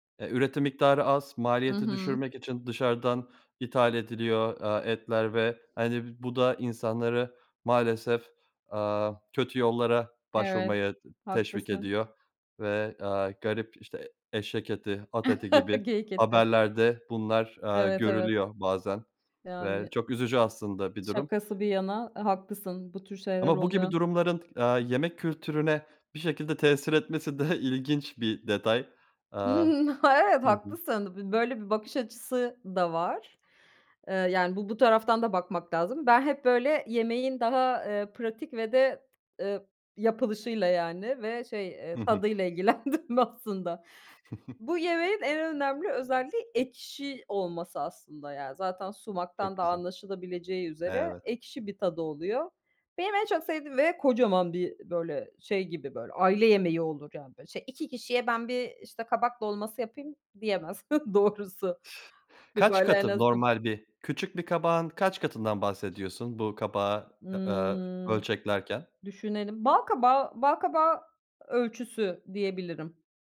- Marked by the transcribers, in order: chuckle; other background noise; laughing while speaking: "ilgilendim"; giggle; chuckle
- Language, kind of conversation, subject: Turkish, podcast, Favori ev yemeğini nasıl yapıyorsun ve püf noktaları neler?